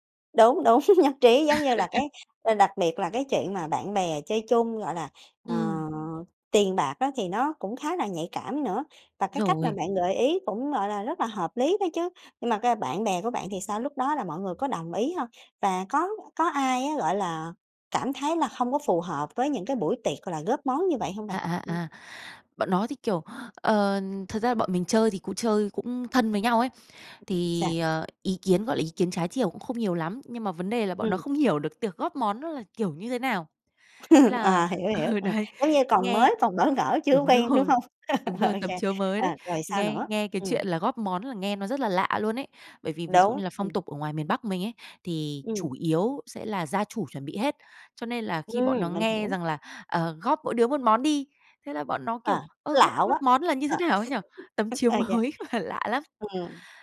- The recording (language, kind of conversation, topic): Vietnamese, podcast, Làm sao để tổ chức một buổi tiệc góp món thật vui mà vẫn ít căng thẳng?
- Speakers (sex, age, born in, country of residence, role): female, 30-34, Vietnam, Vietnam, guest; female, 30-34, Vietnam, Vietnam, host
- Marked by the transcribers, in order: chuckle; laugh; tapping; other background noise; chuckle; laughing while speaking: "ừ, đấy"; laughing while speaking: "đúng rồi"; chuckle; laughing while speaking: "Tấm chiếu mới mà lạ lắm"; laugh